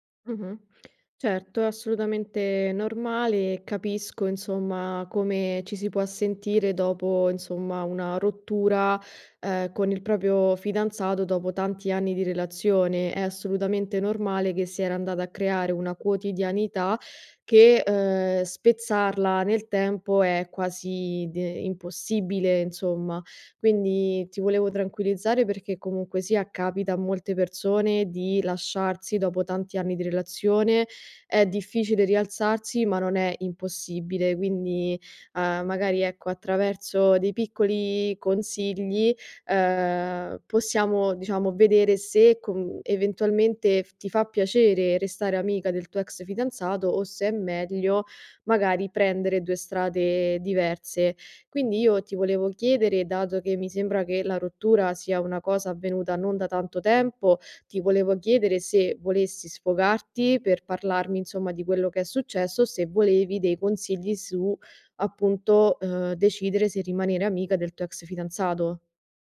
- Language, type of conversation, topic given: Italian, advice, Dovrei restare amico del mio ex?
- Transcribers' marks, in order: none